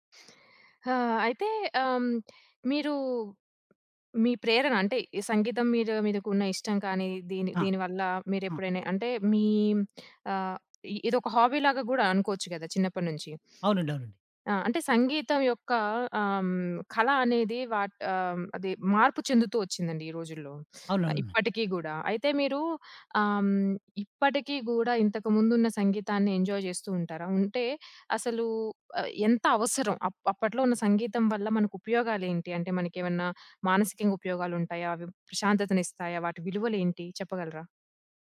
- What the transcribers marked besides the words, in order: other background noise; tapping; in English: "హాబీ"; sniff; teeth sucking; in English: "ఎంజాయ్"
- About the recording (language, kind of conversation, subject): Telugu, podcast, ప్రత్యక్ష సంగీత కార్యక్రమానికి ఎందుకు వెళ్తారు?